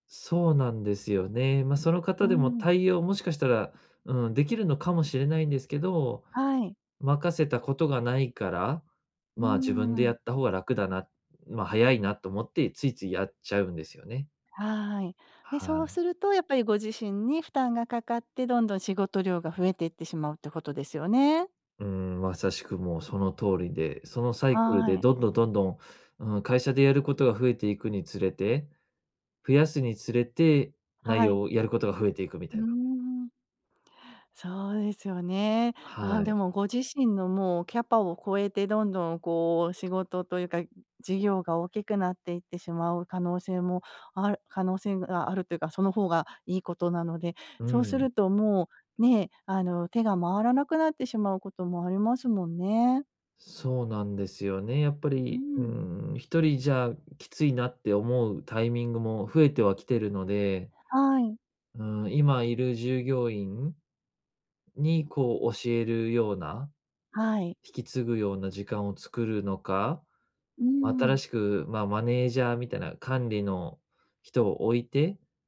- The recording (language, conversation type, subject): Japanese, advice, 仕事量が多すぎるとき、どうやって適切な境界線を設定すればよいですか？
- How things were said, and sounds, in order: none